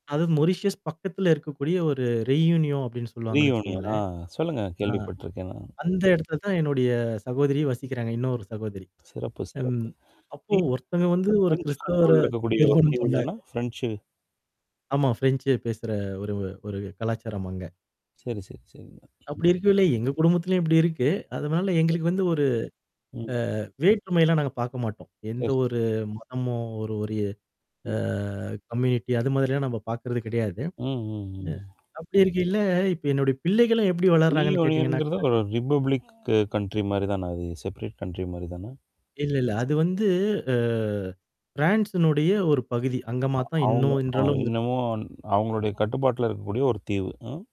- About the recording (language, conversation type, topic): Tamil, podcast, உங்கள் குழந்தைகளை இரு கலாச்சாரங்களிலும் சமநிலையாக எப்படி வளர்க்கிறீர்கள்?
- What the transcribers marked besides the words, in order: static; other background noise; in English: "ரியூனியன்"; distorted speech; mechanical hum; in English: "கண்ட்ரோல்ல"; in English: "கம்யூனிட்டி"; in English: "ரிப்பப்ளிக் கண்ட்ரி"; in English: "செப்ரேட் கண்ட்ரி"